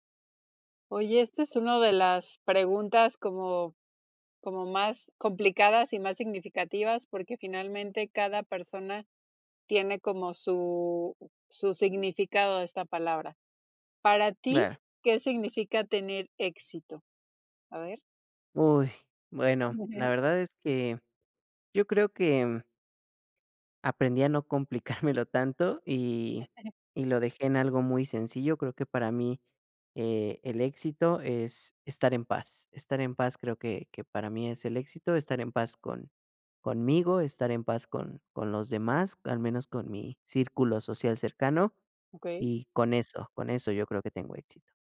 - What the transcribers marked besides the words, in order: other background noise; unintelligible speech; unintelligible speech
- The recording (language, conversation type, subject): Spanish, podcast, ¿Qué significa para ti tener éxito?